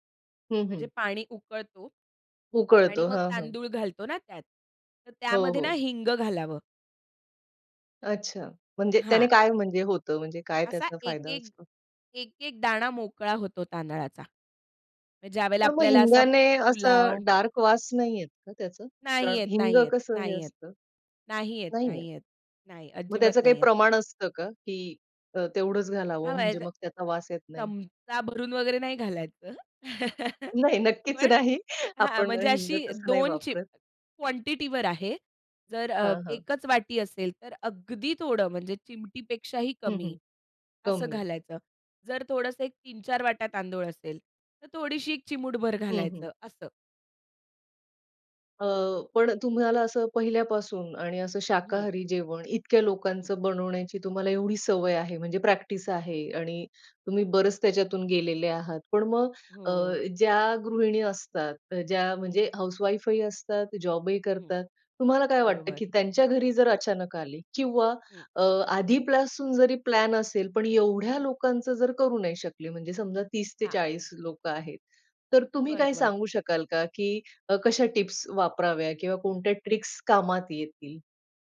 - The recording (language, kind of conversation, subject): Marathi, podcast, मेहमान आले तर तुम्ही काय खास तयार करता?
- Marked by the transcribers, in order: other noise; unintelligible speech; chuckle; laughing while speaking: "नाही, नक्कीच नाही"; in English: "ट्रिक्स"